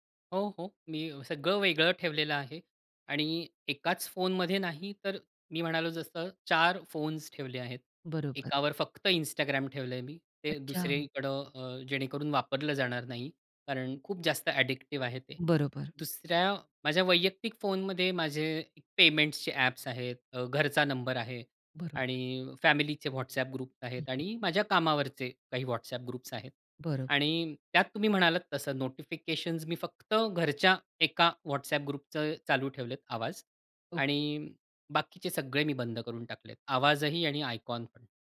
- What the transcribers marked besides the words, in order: in English: "ॲडिक्टिव्ह"; in English: "ग्रुप्स"; other background noise; in English: "ग्रुप्स"; in English: "ग्रुपचे"; in English: "आयकॉन"
- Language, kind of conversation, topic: Marathi, podcast, तुम्ही सूचनांचे व्यवस्थापन कसे करता?